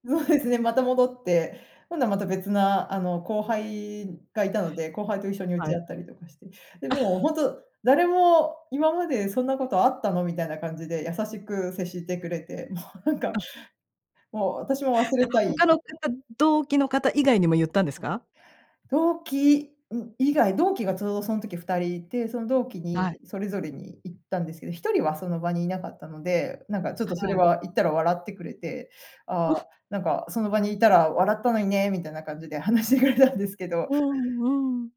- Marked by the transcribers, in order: laugh; laughing while speaking: "話してくれたんですけど"
- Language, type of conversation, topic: Japanese, podcast, あなたがこれまでで一番恥ずかしかった経験を聞かせてください。